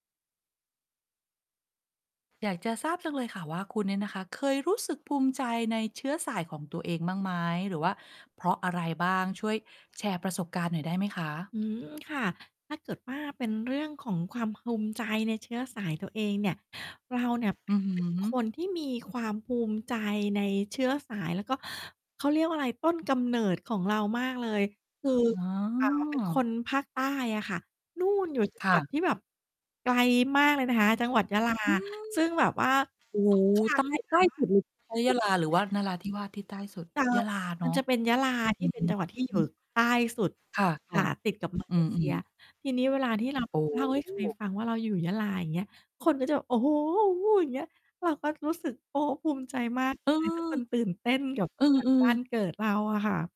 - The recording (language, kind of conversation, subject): Thai, podcast, คุณเคยรู้สึกภูมิใจในเชื้อสายของตัวเองเพราะอะไรบ้าง?
- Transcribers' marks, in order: distorted speech; unintelligible speech